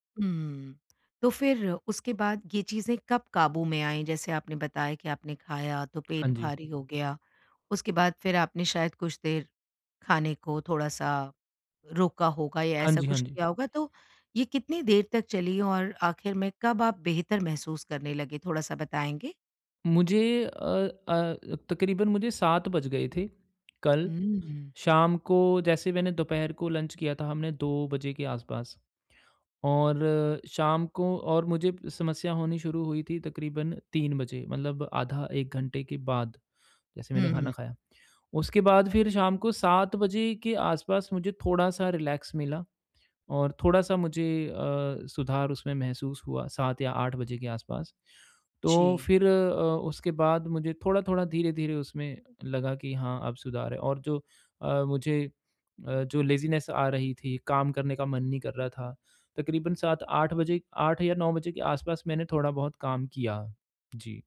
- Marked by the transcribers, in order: in English: "रिलैक्स"; in English: "लेज़ीनेस"
- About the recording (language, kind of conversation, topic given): Hindi, advice, भूख और लालच में अंतर कैसे पहचानूँ?